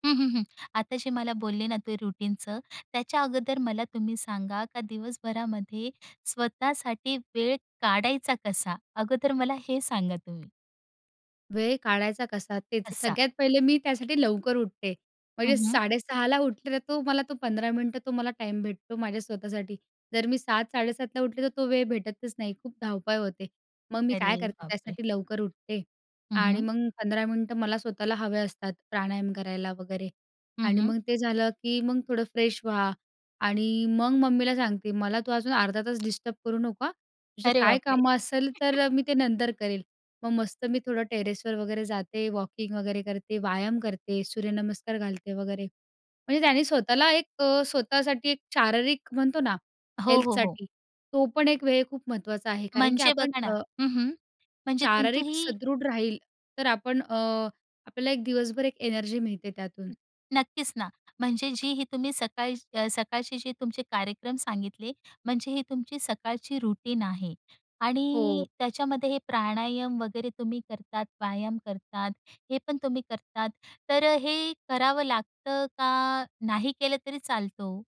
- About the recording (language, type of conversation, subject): Marathi, podcast, दिवसभरात स्वतःसाठी वेळ तुम्ही कसा काढता?
- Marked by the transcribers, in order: tapping; in English: "रुटीनचं"; in English: "फ्रेश"; chuckle; other noise; in English: "रुटीन"